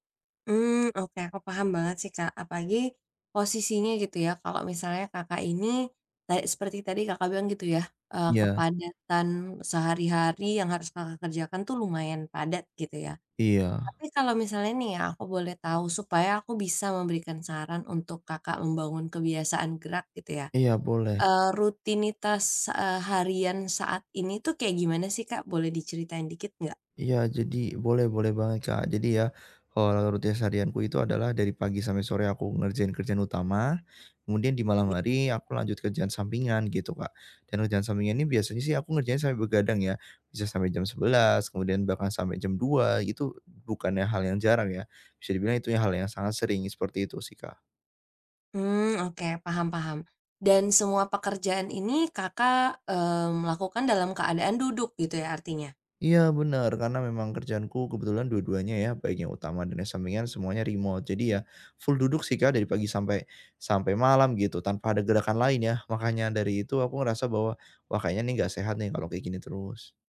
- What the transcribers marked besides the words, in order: other noise
- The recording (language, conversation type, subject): Indonesian, advice, Bagaimana caranya agar saya lebih sering bergerak setiap hari?